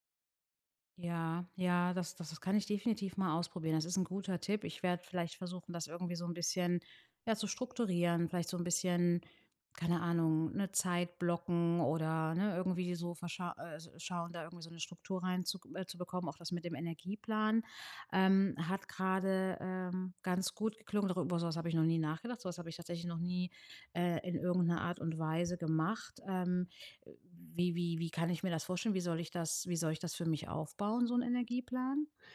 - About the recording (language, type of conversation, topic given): German, advice, Wie gehe ich damit um, dass ich trotz Erschöpfung Druck verspüre, an sozialen Veranstaltungen teilzunehmen?
- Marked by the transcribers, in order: none